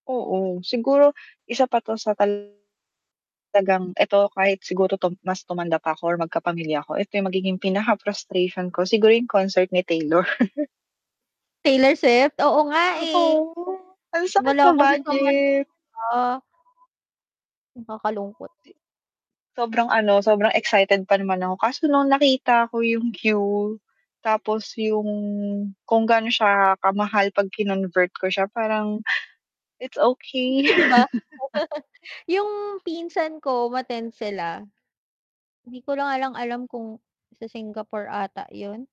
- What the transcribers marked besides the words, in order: distorted speech; other background noise; chuckle; tapping; chuckle; static
- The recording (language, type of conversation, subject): Filipino, unstructured, Ano ang pinakatumatak na konsiyertong naranasan mo?